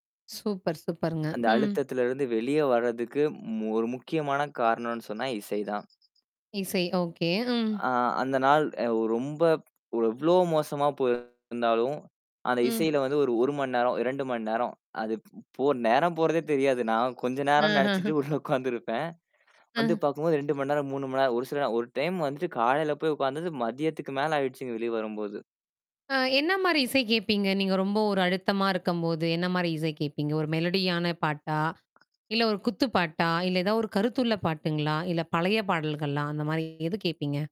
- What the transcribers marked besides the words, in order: mechanical hum; other background noise; distorted speech; laughing while speaking: "நான் கொஞ்ச நேரம் நெச்சுட்டு உள்ள உட்கார்ந்துருப்பேன். வந்து பார்க்கும்போது"; tapping
- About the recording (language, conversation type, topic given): Tamil, podcast, அழுத்தமான ஒரு நாளுக்குப் பிறகு சற்று ஓய்வெடுக்க நீங்கள் என்ன செய்கிறீர்கள்?